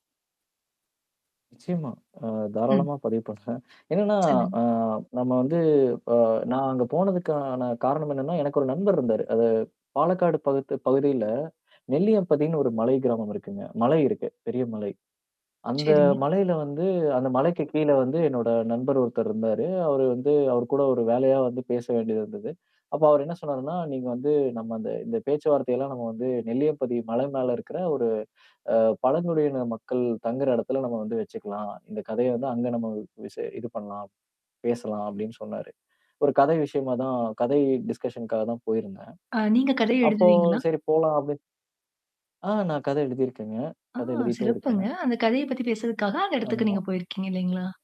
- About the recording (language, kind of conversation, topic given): Tamil, podcast, நீங்கள் பார்த்து மறக்க முடியாத ஒரு இயற்கைக் காட்சியைப் பற்றி சொல்லுவீர்களா?
- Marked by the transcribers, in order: static; other noise; in English: "டிஸ்கஷன்க்காகத்தான்"